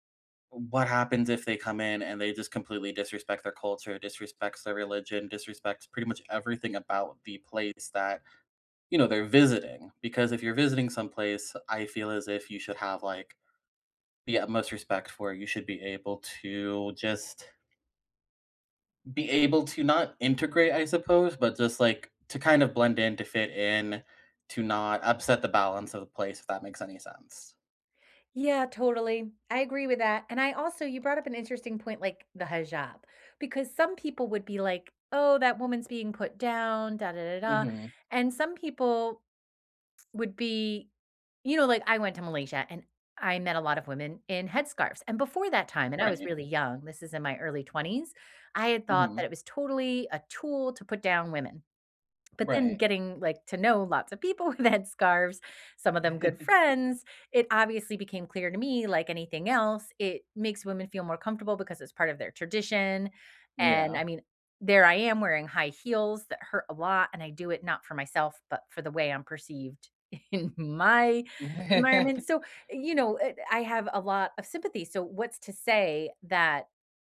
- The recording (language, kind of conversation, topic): English, unstructured, Should locals have the final say over what tourists can and cannot do?
- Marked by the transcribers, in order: tapping; other background noise; laughing while speaking: "in headscarves"; chuckle; laugh; laughing while speaking: "in my"